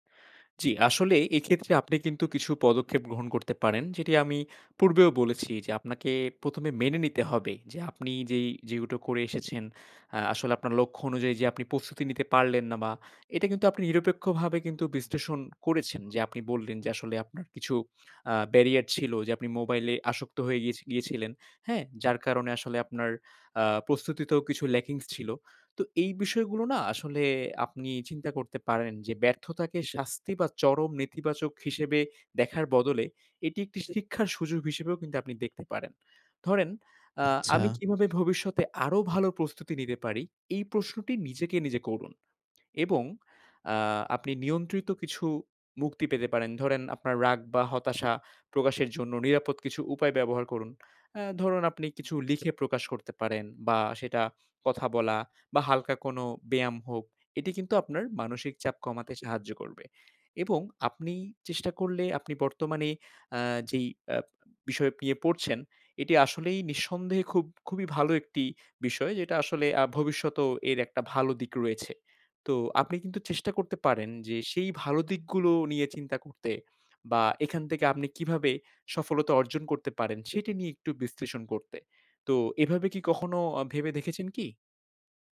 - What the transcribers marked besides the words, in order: "যেগুলো" said as "যেগুটো"; "প্রস্তুতি" said as "পস্তুতি"; in English: "barrier"; in English: "lackings"
- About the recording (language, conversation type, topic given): Bengali, advice, আপনার অতীতে করা ভুলগুলো নিয়ে দীর্ঘদিন ধরে জমে থাকা রাগটি আপনি কেমন অনুভব করছেন?